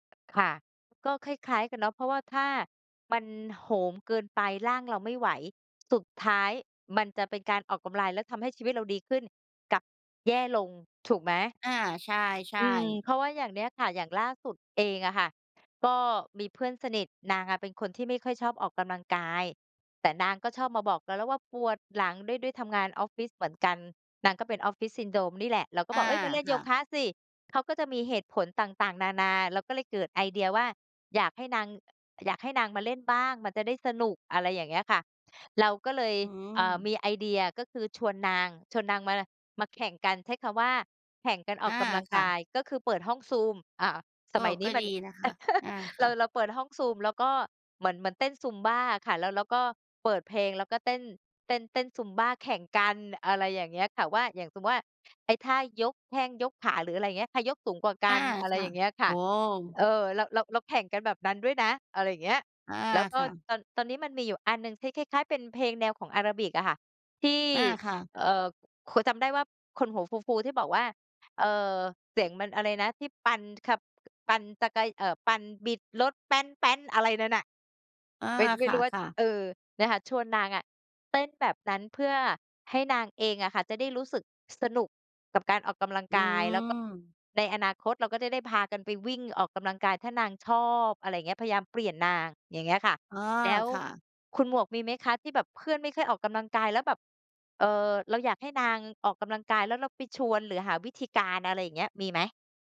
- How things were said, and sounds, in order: tapping; other background noise; "ออกกําลังกาย" said as "ออกกำลาย"; chuckle; "แอโรบิก" said as "อะราบิก"; other noise; "แล้ว" said as "แด๊ว"
- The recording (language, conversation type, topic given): Thai, unstructured, คุณคิดว่าการออกกำลังกายช่วยเปลี่ยนชีวิตได้จริงไหม?